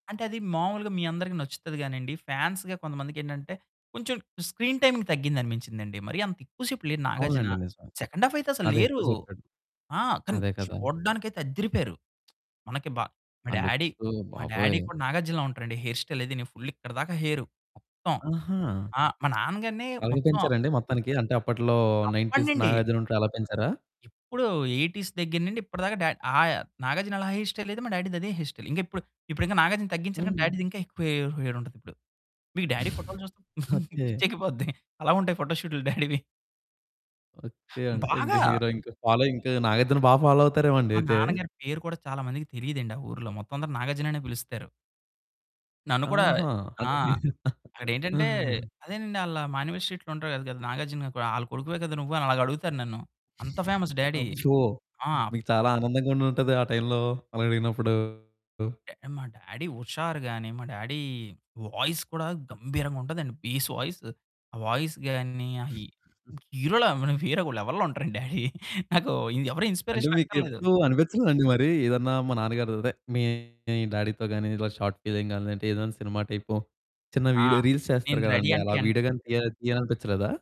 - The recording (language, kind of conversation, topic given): Telugu, podcast, కుటుంబంగా కలిసి సినిమాలకు వెళ్లిన మధుర జ్ఞాపకాలు మీకు ఏమైనా ఉన్నాయా?
- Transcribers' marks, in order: in English: "ఫాన్స్‌గా"; in English: "స్క్రీన్ టైమింగ్"; in English: "సెకండ్ హాఫ్"; tapping; in English: "డ్యాడీ"; in English: "లుక్స్"; in English: "డ్యాడీ"; in English: "హెయిర్ స్టైల్"; in English: "ఫుల్"; in English: "ఎయిటీస్"; in English: "హెయిర్ స్టైల్"; in English: "డ్యాడీ‌ది"; in English: "హెయిర్ స్టైల్"; in English: "డ్యాడీ‌ది"; other background noise; in English: "డ్యాడీ"; giggle; in English: "డ్యాడీ‌వి"; chuckle; in English: "హీరో"; in English: "ఫాలో"; in English: "ఫాలో"; laughing while speaking: "హీరు"; in English: "స్ట్రీట్‌లో"; in English: "ఫేమస్ డ్యాడీ"; in English: "టైమ్‌లో"; distorted speech; in English: "డ్యాడీ"; in English: "డ్యాడీ వాయిస్"; in English: "బేస్"; in English: "వాయిస్"; giggle; in English: "లెవెల్‌లో"; in English: "డ్యాడీ"; giggle; in English: "ఇన్స్‌స్పిరేషన్"; in English: "డ్యాడీ‌తో"; in English: "షార్ట్‌ఫిల్మ్"; in English: "రీల్స్"; in English: "రెడీ"